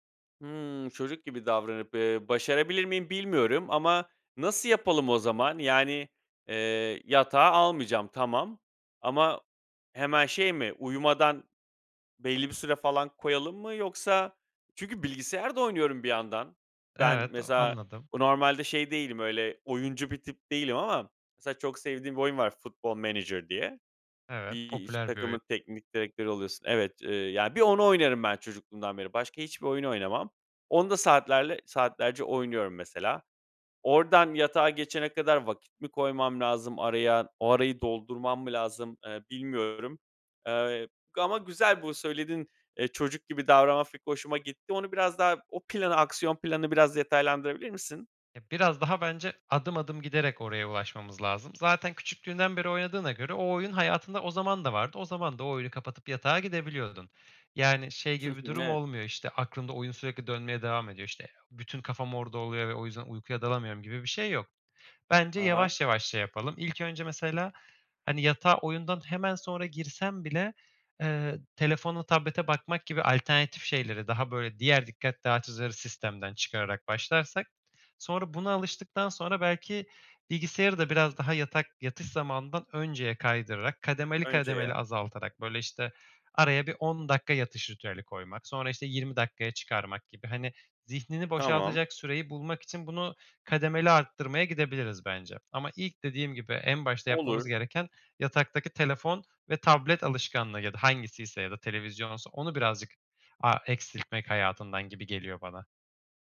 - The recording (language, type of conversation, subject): Turkish, advice, Akşamları ekran kullanımı nedeniyle uykuya dalmakta zorlanıyorsanız ne yapabilirsiniz?
- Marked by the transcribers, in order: other background noise